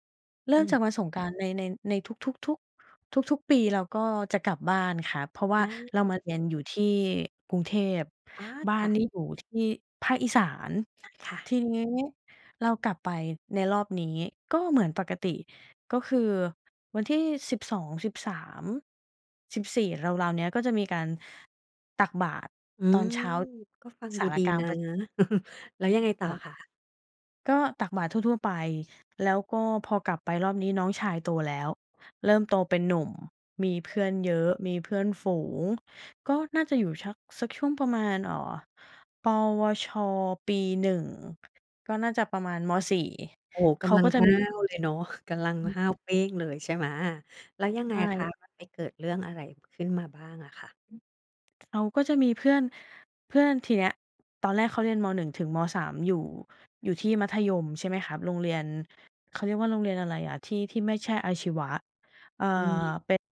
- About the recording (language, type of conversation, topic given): Thai, podcast, คุณช่วยเล่าเหตุการณ์ที่สัญชาตญาณช่วยคุณได้ไหม?
- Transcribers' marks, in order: chuckle; other background noise; tapping